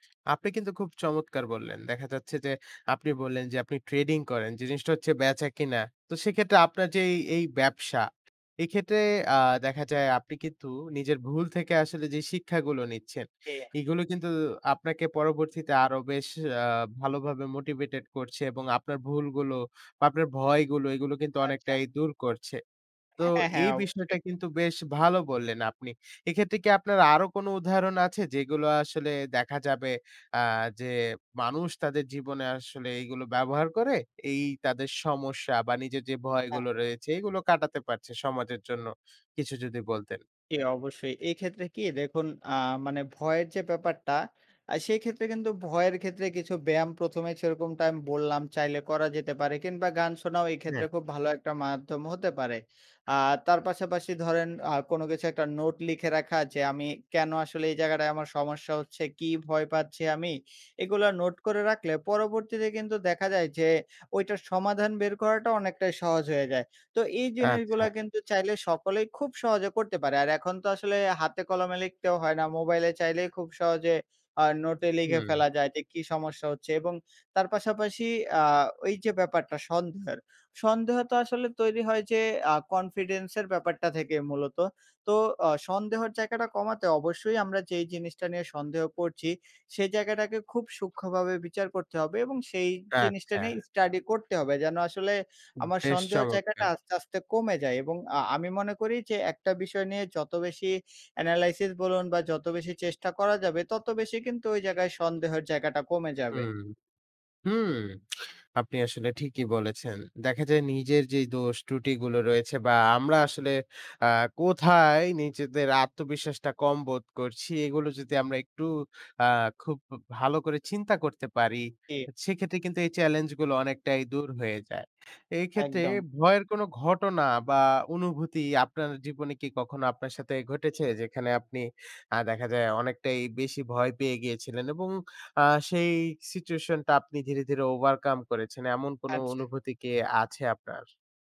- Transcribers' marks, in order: in English: "মোটিভেটেড"; in English: "অ্যানালাইসিস"; lip smack
- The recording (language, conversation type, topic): Bengali, podcast, তুমি কীভাবে নিজের ভয় বা সন্দেহ কাটাও?